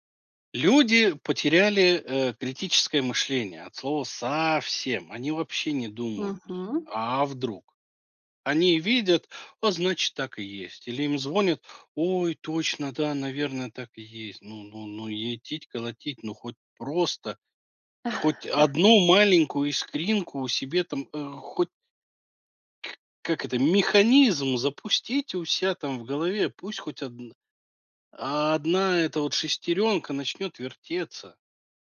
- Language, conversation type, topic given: Russian, podcast, Какие привычки помогают повысить безопасность в интернете?
- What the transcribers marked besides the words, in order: stressed: "совсем"; chuckle; tapping